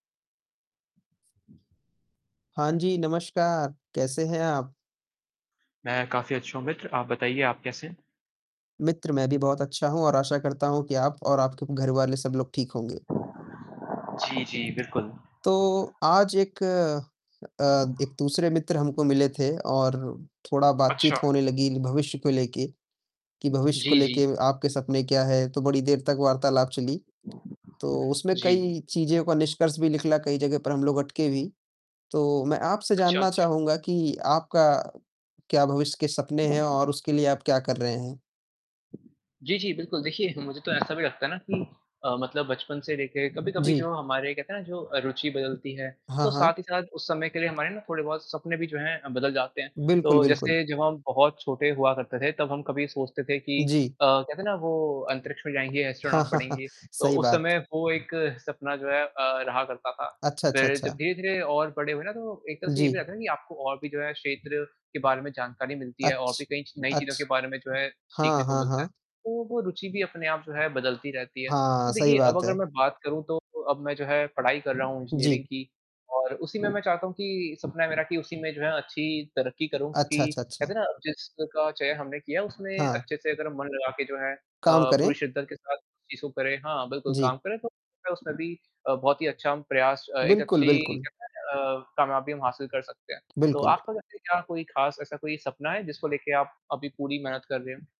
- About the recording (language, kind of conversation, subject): Hindi, unstructured, तुम्हारे भविष्य के सपने क्या हैं?
- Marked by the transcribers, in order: other background noise; tapping; distorted speech; laugh; in English: "एस्ट्रोनॉट"